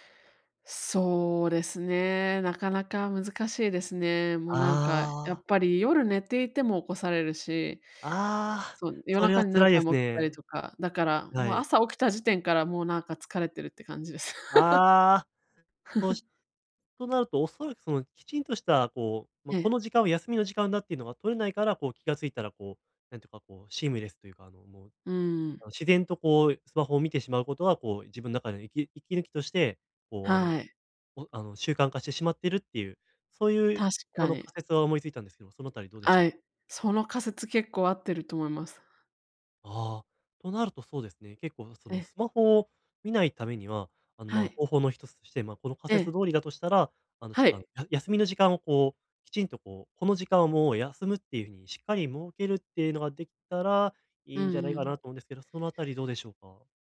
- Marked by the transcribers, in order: chuckle; tapping
- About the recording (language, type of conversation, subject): Japanese, advice, 集中したい時間にスマホや通知から距離を置くには、どう始めればよいですか？